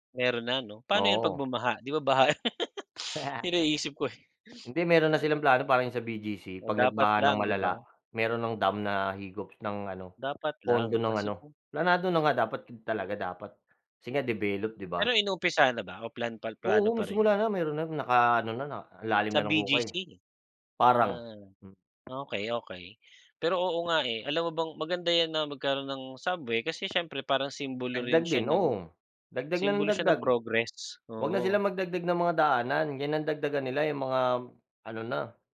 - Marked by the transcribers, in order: laughing while speaking: "baha"; chuckle; tapping
- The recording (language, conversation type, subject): Filipino, unstructured, Ano ang kinagigiliwan mo tungkol sa susunod na henerasyon ng transportasyon?